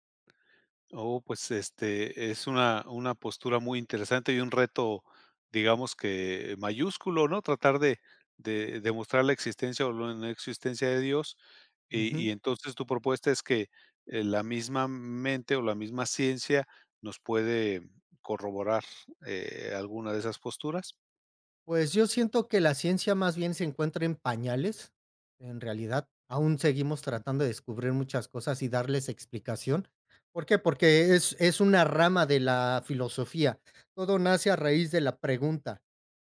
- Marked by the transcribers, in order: tapping
- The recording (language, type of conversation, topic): Spanish, podcast, ¿De dónde sacas inspiración en tu día a día?